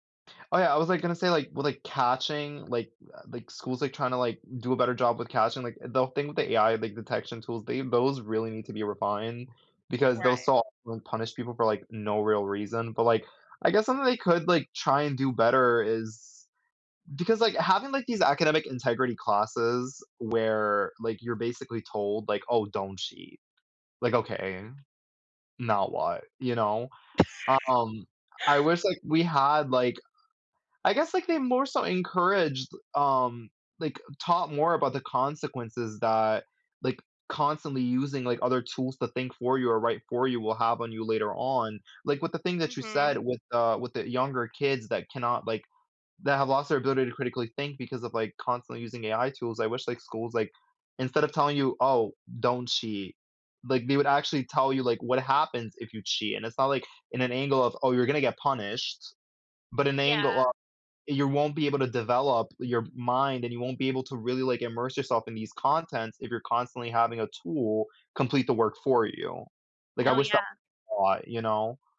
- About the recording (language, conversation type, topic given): English, unstructured, Why is cheating still a major problem in schools?
- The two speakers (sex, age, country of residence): female, 20-24, United States; male, 20-24, United States
- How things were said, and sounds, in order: tapping; chuckle; other background noise